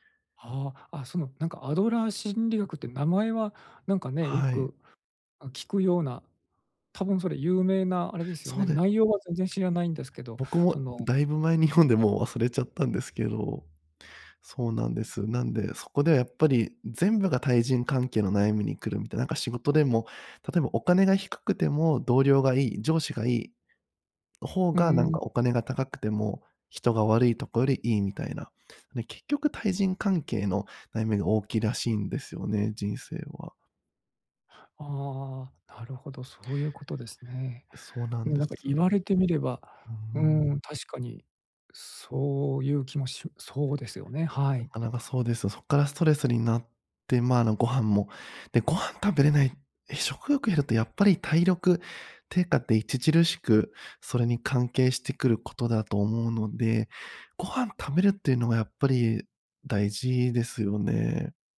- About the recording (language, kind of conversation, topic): Japanese, advice, 年齢による体力低下にどう向き合うか悩んでいる
- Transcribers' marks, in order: laughing while speaking: "読んで"